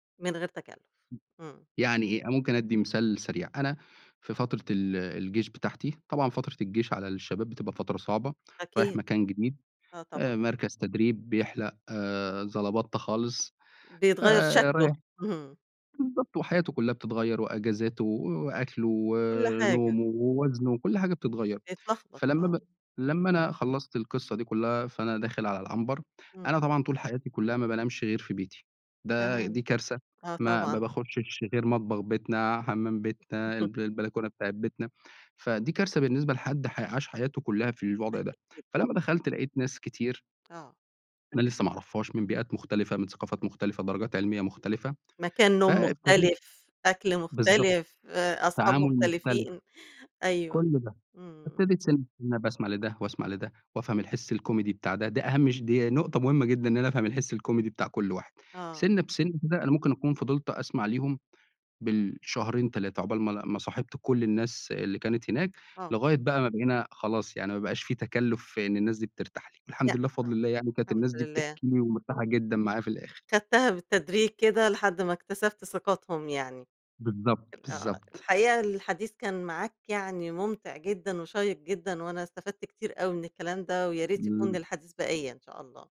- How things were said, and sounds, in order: chuckle
- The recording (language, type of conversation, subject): Arabic, podcast, شو بتعمل عشان الناس تحس بالراحة معاك؟